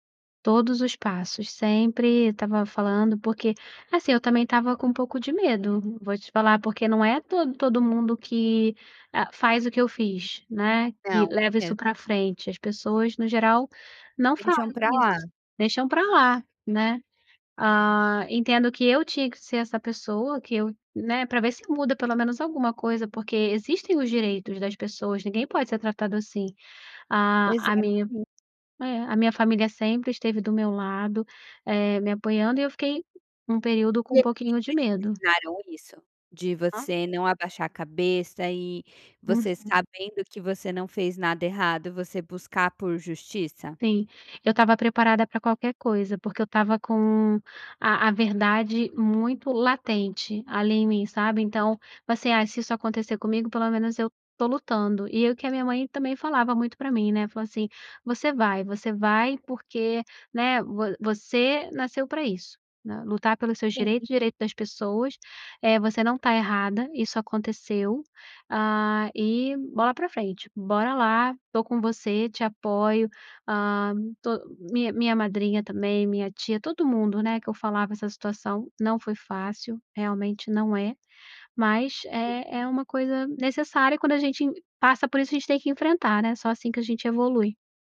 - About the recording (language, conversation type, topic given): Portuguese, podcast, Qual é o papel da família no seu sentimento de pertencimento?
- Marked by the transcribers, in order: none